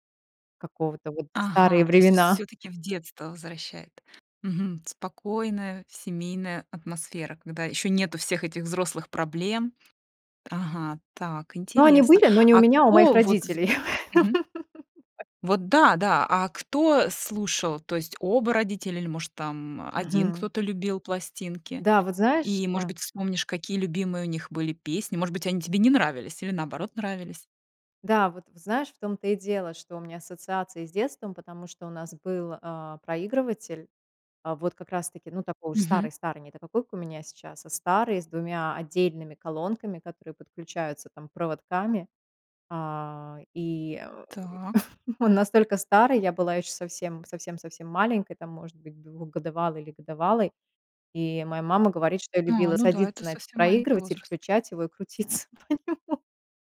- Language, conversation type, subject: Russian, podcast, Куда вы обычно обращаетесь за музыкой, когда хочется поностальгировать?
- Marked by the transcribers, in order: laugh; other noise; chuckle; laughing while speaking: "крутиться на нём"